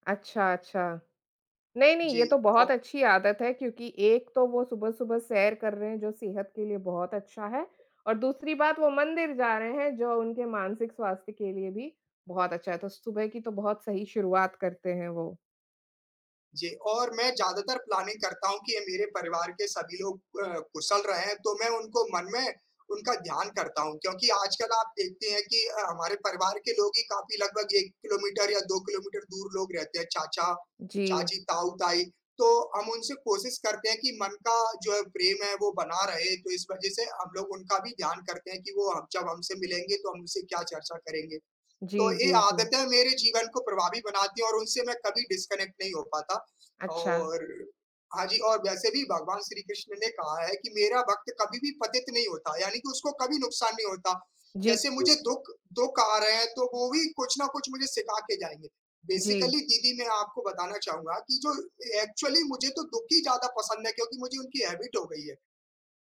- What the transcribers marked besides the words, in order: in English: "प्लानिंग"; in English: "डिस्कनेक्ट"; in English: "बेसिकली"; in English: "एक्चुअली"; in English: "हैबिट"
- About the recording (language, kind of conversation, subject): Hindi, unstructured, आप अपने दिन की शुरुआत कैसे करते हैं?